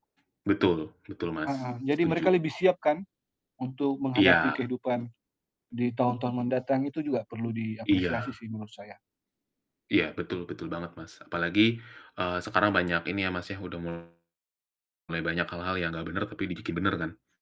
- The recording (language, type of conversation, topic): Indonesian, unstructured, Apa peran pemuda dalam membangun komunitas yang lebih baik?
- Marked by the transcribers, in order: static; distorted speech